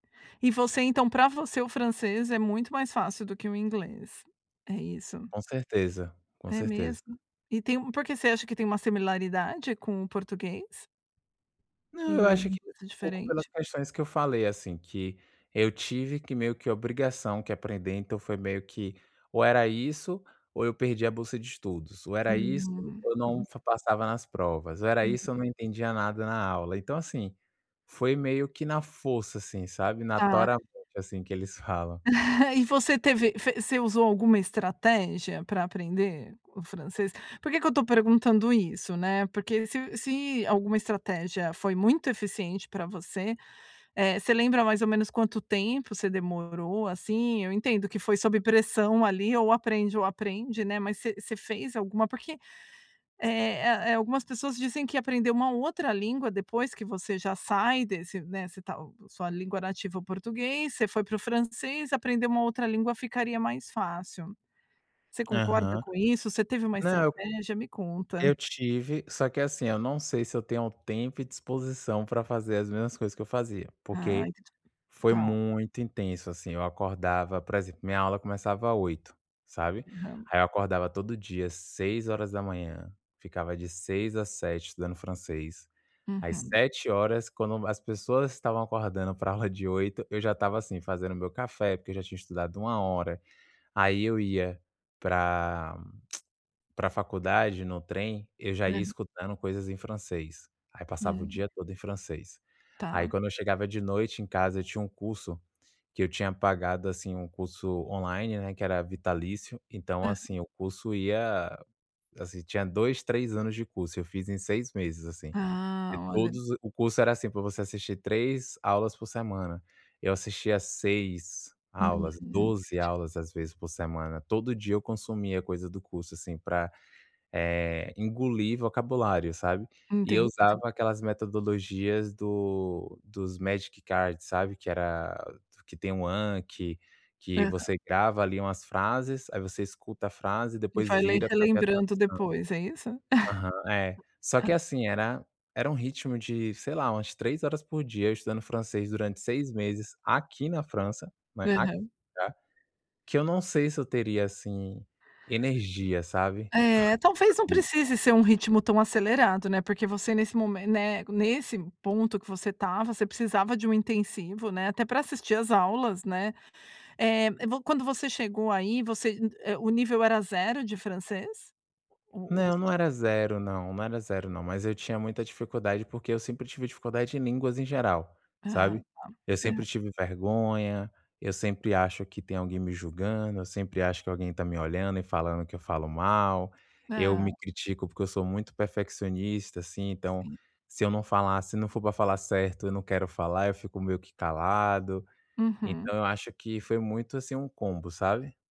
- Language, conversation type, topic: Portuguese, advice, Como posso manter a confiança em mim mesmo apesar dos erros no trabalho ou na escola?
- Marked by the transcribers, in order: chuckle; other noise; unintelligible speech; tongue click; in English: "magic cards"; chuckle; unintelligible speech